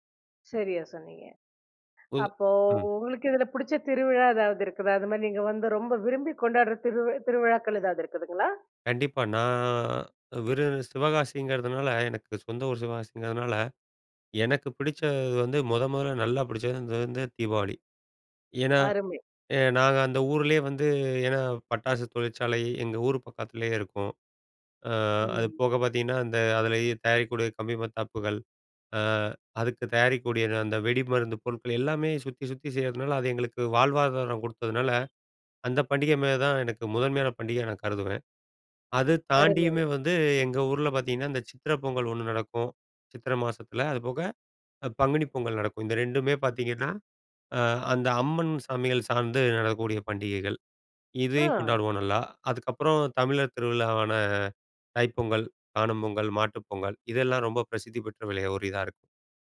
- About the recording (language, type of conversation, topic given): Tamil, podcast, வெவ்வேறு திருவிழாக்களை கொண்டாடுவது எப்படி இருக்கிறது?
- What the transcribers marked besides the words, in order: drawn out: "நான்"; other background noise; horn